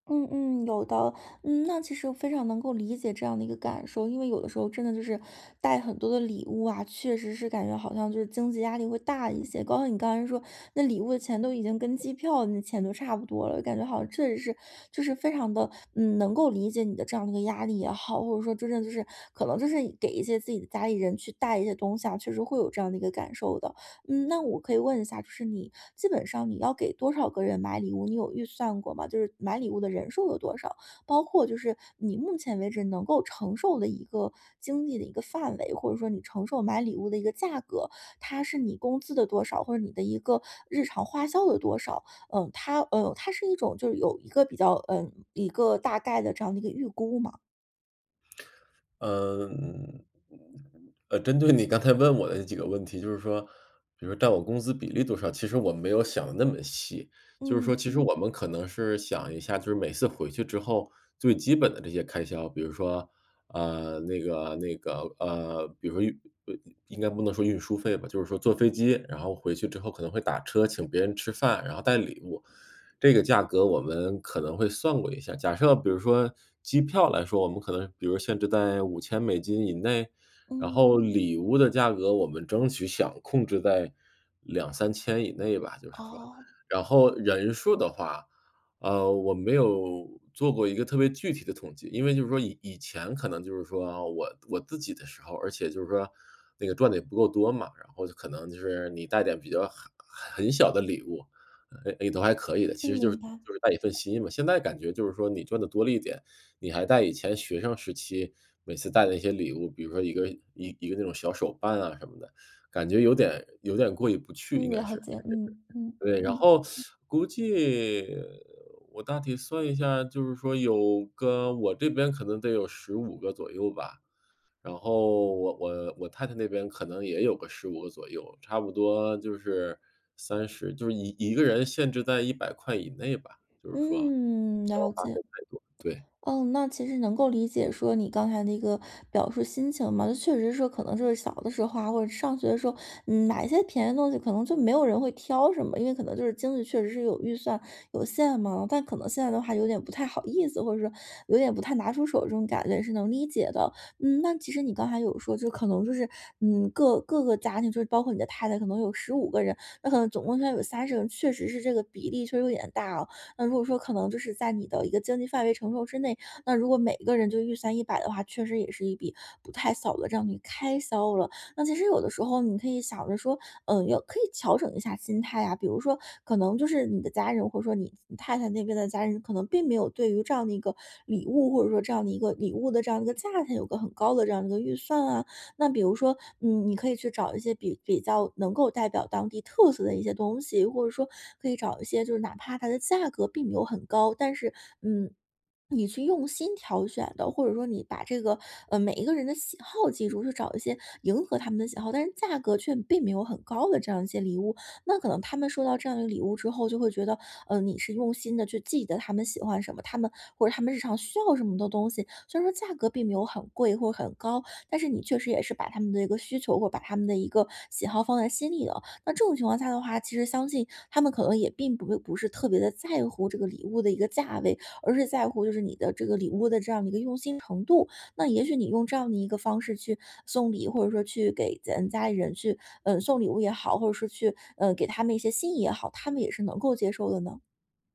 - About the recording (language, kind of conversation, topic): Chinese, advice, 节日礼物开销让你压力很大，但又不想让家人失望时该怎么办？
- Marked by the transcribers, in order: "包括" said as "高括"; other background noise; unintelligible speech; teeth sucking; swallow